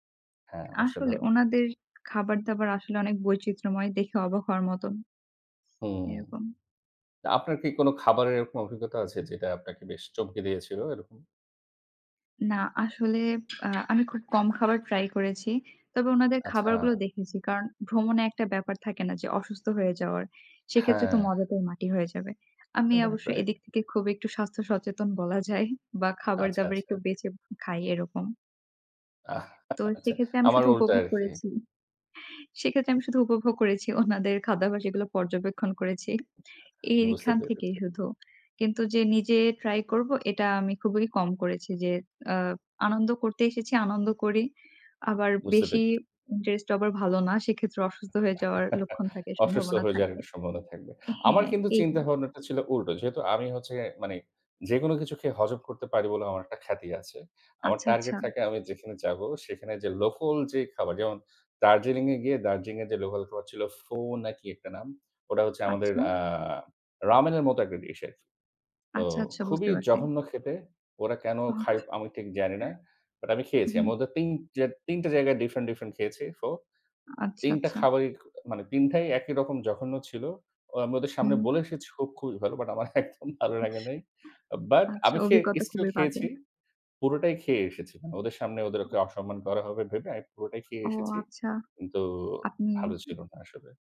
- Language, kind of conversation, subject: Bengali, unstructured, ছুটি কাটানোর জন্য আপনার প্রিয় গন্তব্য কোথায়?
- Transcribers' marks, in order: drawn out: "হুম"; tapping; drawn out: "আচ্ছা"; chuckle; chuckle; laughing while speaking: "আচ্ছা"; chuckle; other background noise; laughing while speaking: "ওনাদের খাদ্যাভ্যাস এগুলো পর্যবেক্ষণ করেছি"; other noise; chuckle; in English: "target"; "লোকাল" said as "লোকোল"; in English: "Ramen"; in English: "Dish"; chuckle; laughing while speaking: "আমার একদম ভালো লাগে নাই"; chuckle; "স্টিল" said as "ইস্টিল"; drawn out: "কিন্তু"